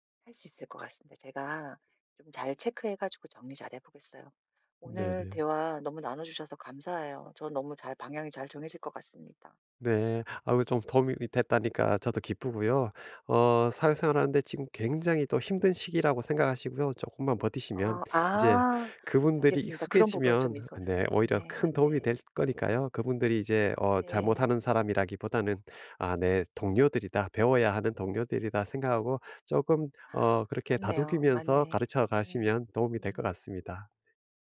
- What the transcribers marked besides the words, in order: unintelligible speech
- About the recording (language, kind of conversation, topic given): Korean, advice, 감정을 더 잘 알아차리고 조절하려면 어떻게 하면 좋을까요?